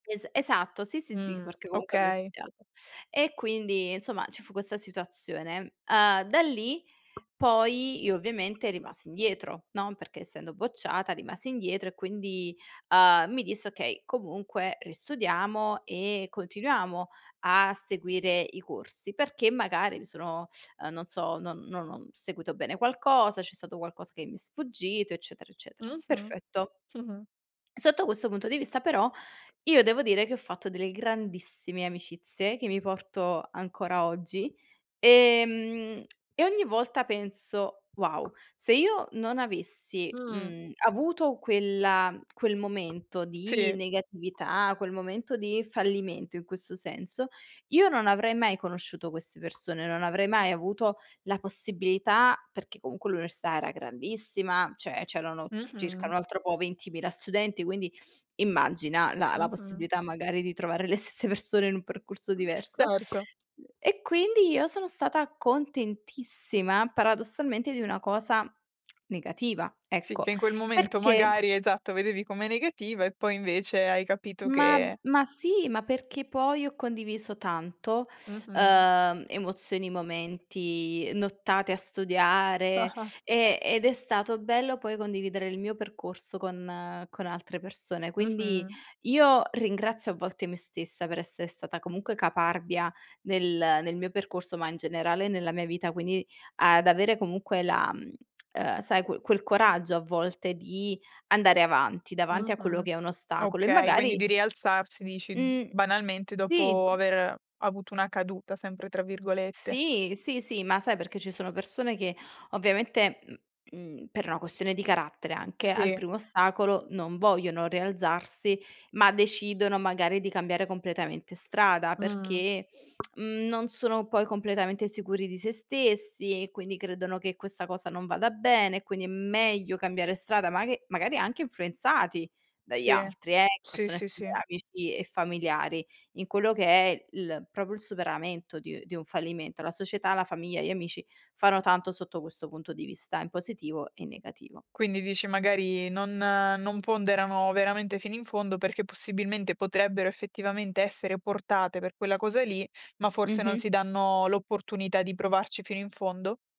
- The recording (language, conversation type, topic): Italian, podcast, Cosa consigli a chi ha paura di fallire?
- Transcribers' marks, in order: tapping; "proprio" said as "propo"